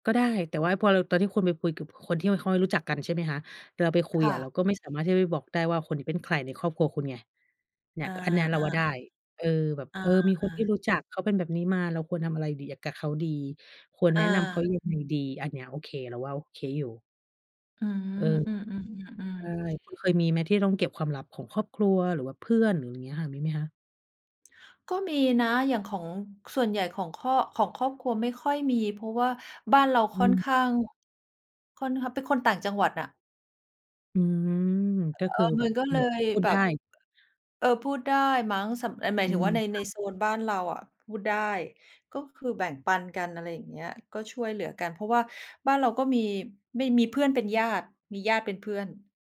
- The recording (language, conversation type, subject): Thai, unstructured, ความลับในครอบครัวควรเก็บไว้หรือควรเปิดเผยดี?
- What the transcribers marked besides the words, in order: none